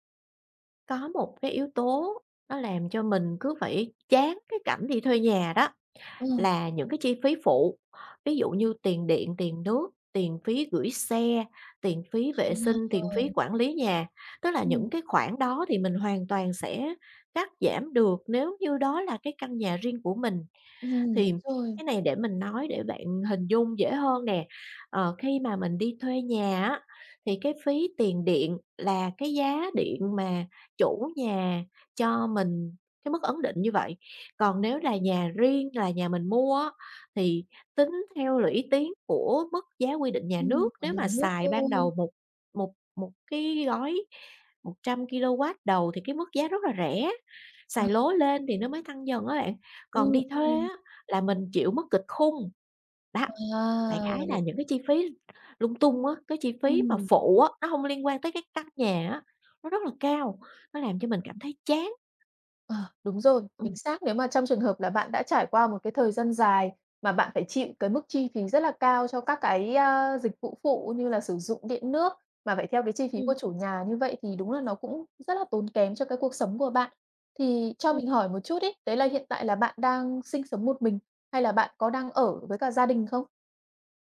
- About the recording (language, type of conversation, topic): Vietnamese, advice, Nên mua nhà hay tiếp tục thuê nhà?
- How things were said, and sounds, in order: tapping; other background noise